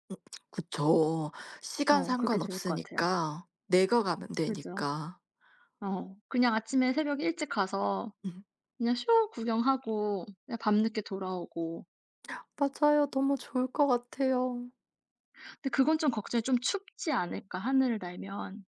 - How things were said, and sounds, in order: other background noise
- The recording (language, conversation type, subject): Korean, unstructured, 만약 하늘을 날 수 있다면 가장 먼저 어디로 가고 싶으신가요?